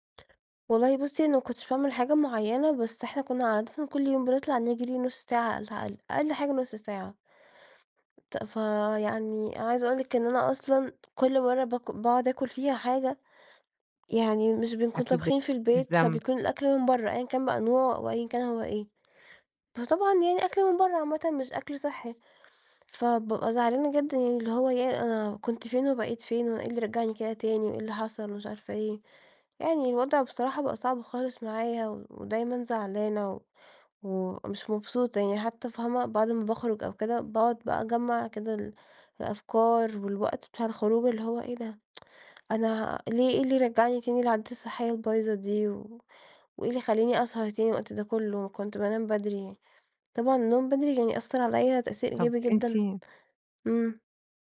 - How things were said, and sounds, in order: tapping; tsk
- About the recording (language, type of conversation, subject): Arabic, advice, ليه برجع لعاداتي القديمة بعد ما كنت ماشي على عادات صحية؟